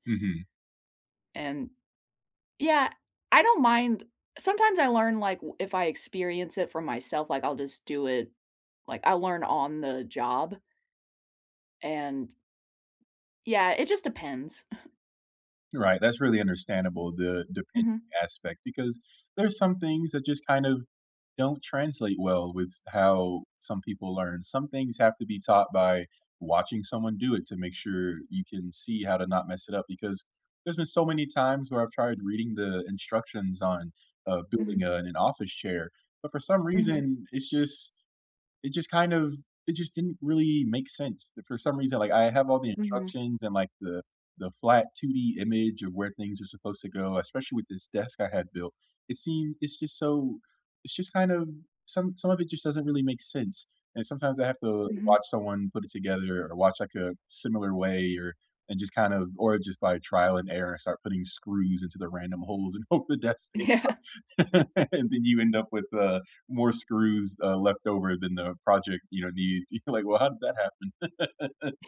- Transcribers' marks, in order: other background noise; tapping; chuckle; laughing while speaking: "hope the desk stays up"; laughing while speaking: "Yeah"; chuckle; laughing while speaking: "You're like, Well, how did that happen?"; chuckle
- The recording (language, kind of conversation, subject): English, unstructured, What is your favorite way to learn new things?